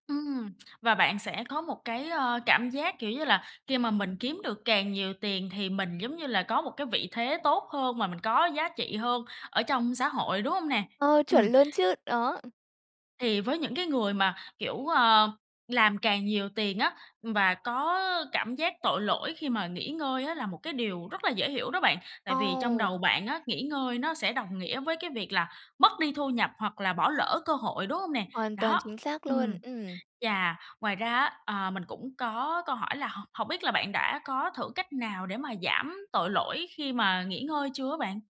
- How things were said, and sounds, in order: tapping; other noise
- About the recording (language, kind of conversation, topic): Vietnamese, advice, Làm sao để nghỉ ngơi mà không thấy tội lỗi?